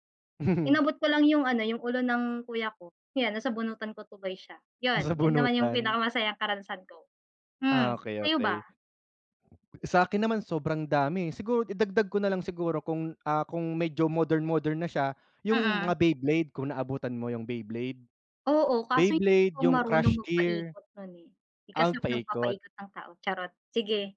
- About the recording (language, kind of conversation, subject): Filipino, unstructured, Ano ang pinakamasayang karanasan mo noong kabataan mo?
- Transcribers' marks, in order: chuckle; other background noise